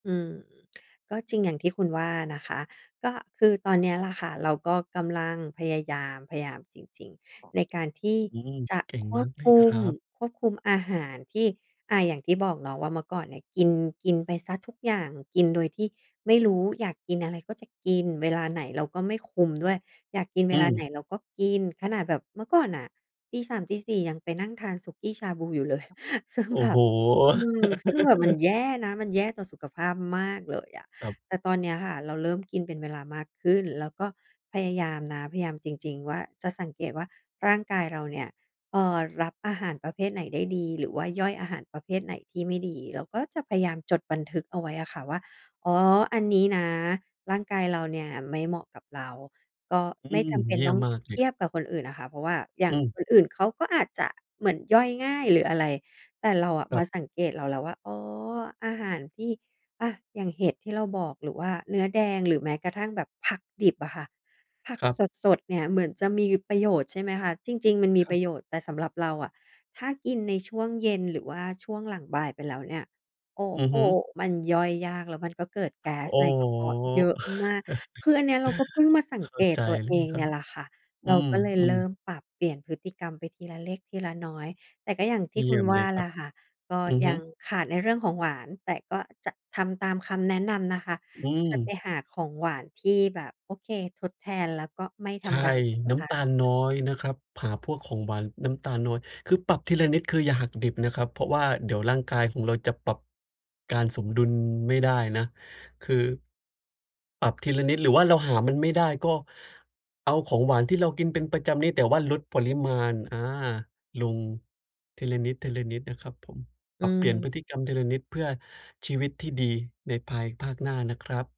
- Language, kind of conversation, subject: Thai, advice, จะเริ่มปรับพฤติกรรมการกินตามสัญญาณของร่างกายได้อย่างไร?
- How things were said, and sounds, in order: other background noise; chuckle; chuckle